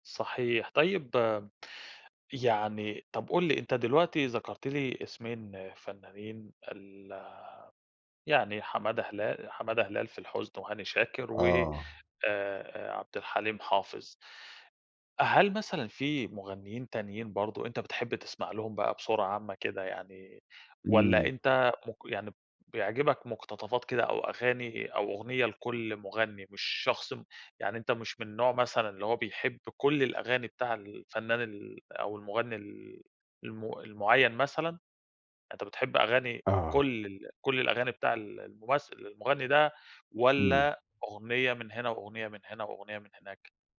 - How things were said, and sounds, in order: none
- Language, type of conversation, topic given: Arabic, podcast, إزاي بتختار أغنية تناسب مزاجك لما تكون زعلان أو فرحان؟